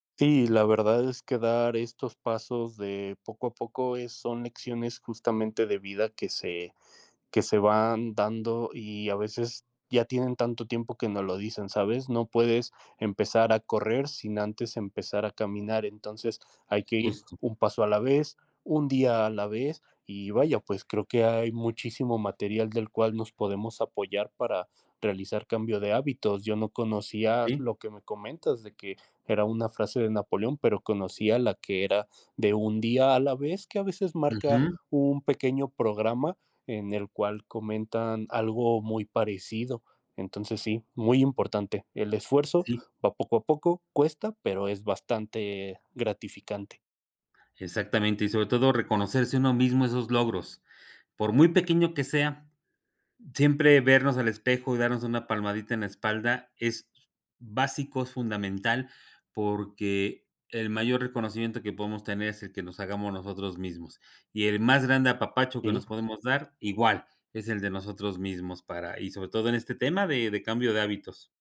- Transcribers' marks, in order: none
- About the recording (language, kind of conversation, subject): Spanish, unstructured, ¿Alguna vez cambiaste un hábito y te sorprendieron los resultados?
- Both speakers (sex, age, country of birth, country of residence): male, 30-34, Mexico, Mexico; male, 55-59, Mexico, Mexico